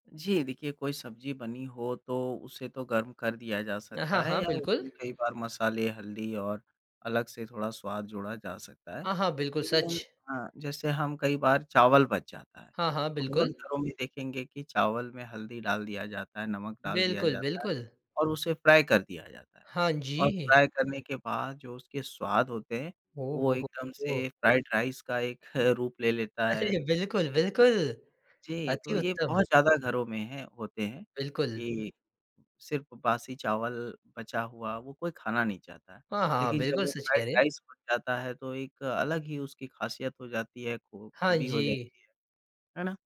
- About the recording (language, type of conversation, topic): Hindi, podcast, बचे हुए खाने का स्वाद नया बनाने के आसान तरीके क्या हैं?
- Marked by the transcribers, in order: in English: "फ्राई"; in English: "फ्राई"; in English: "फ्राइड राइस"; laughing while speaking: "अरे!"; in English: "फ्राइड राइस"